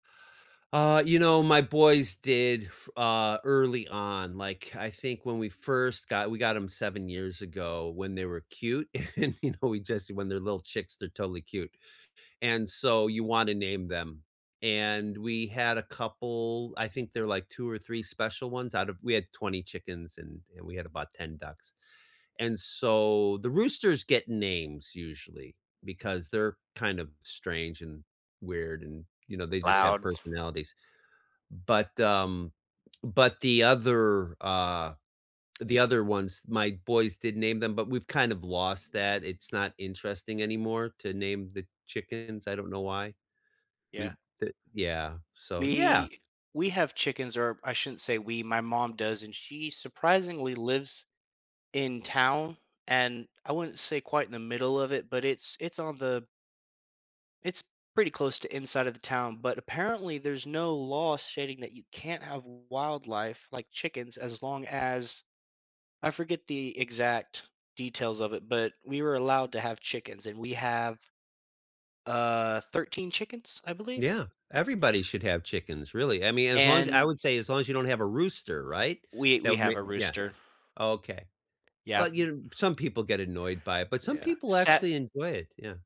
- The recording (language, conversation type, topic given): English, unstructured, How do your pets spark everyday joy and help you feel more connected?
- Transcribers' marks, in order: laughing while speaking: "and, you know"; throat clearing